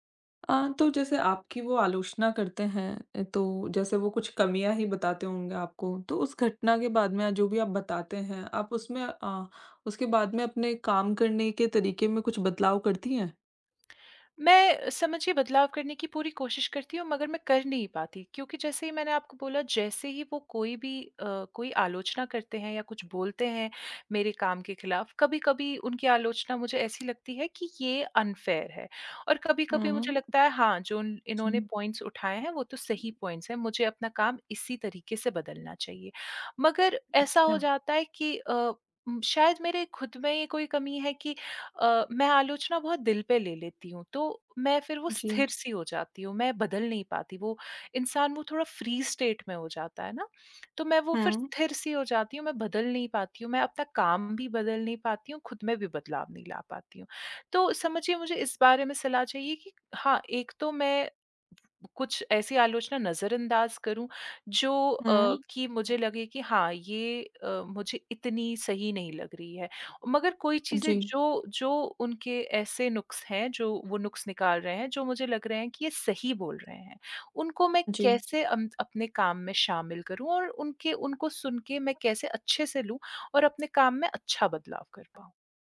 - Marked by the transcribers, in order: lip smack; in English: "अनफेयर"; other background noise; in English: "पॉइंट्स"; in English: "पॉइंट्स"; tapping; in English: "फ़्री स्टेट"
- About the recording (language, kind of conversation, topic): Hindi, advice, आलोचना के बाद मेरा रचनात्मक आत्मविश्वास क्यों खो गया?